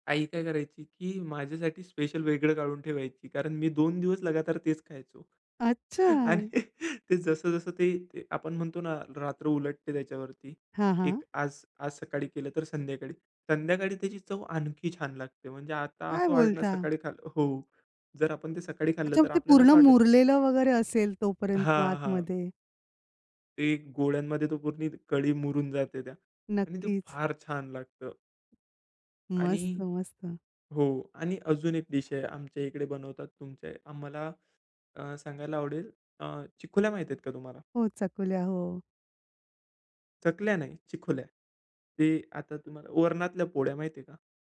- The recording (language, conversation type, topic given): Marathi, podcast, कोणत्या वासाने तुला लगेच घर आठवतं?
- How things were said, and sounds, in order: laughing while speaking: "आणि ते जसं, जसं ते"; tapping; other background noise